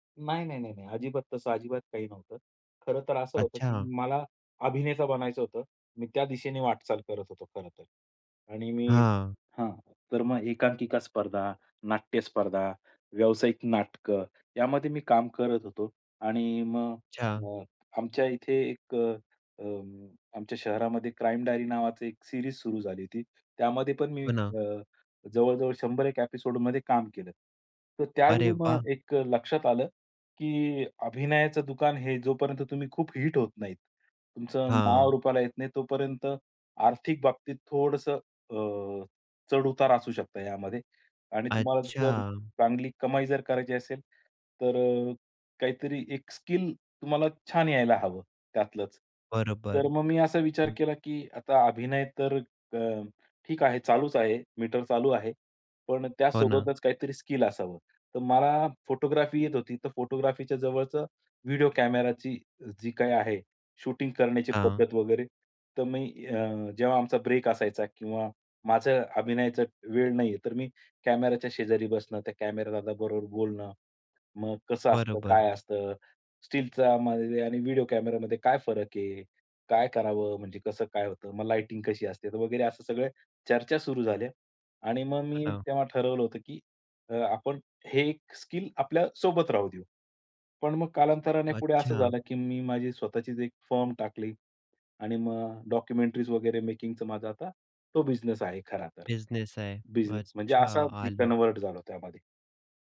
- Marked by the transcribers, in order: other background noise; in English: "सिरीज"; in English: "एपिसोडमध्ये"; unintelligible speech; horn; in English: "फर्म"; in English: "डॉक्युमेंटरीज"; tapping; in English: "कन्व्हर्ट"
- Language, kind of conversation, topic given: Marathi, podcast, तू पूर्वी आवडलेला छंद पुन्हा कसा सुरू करशील?